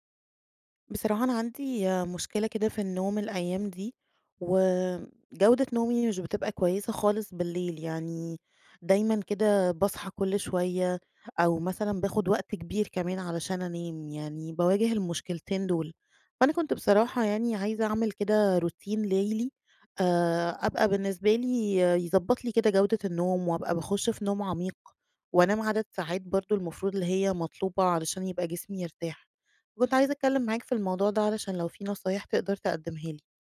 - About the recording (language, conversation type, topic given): Arabic, advice, إزاي أقدر أبني روتين ليلي ثابت يخلّيني أنام أحسن؟
- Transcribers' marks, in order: tapping; in English: "روتين"